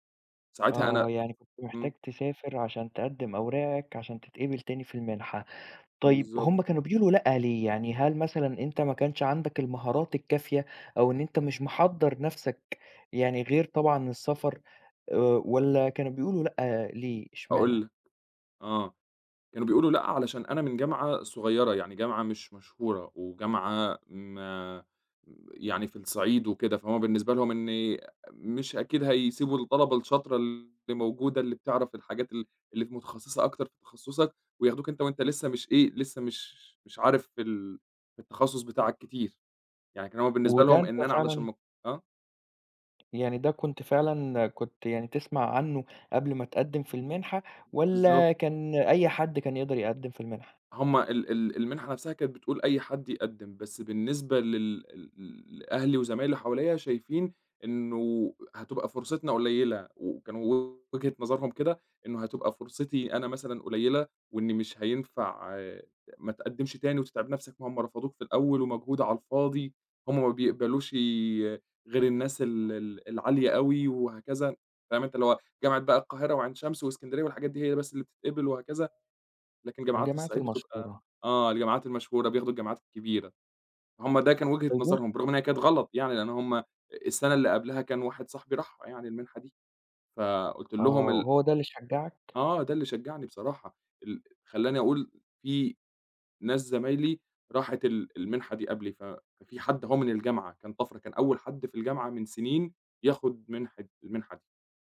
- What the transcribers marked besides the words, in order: tapping; unintelligible speech
- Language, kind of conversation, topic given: Arabic, podcast, قرار غيّر مسار حياتك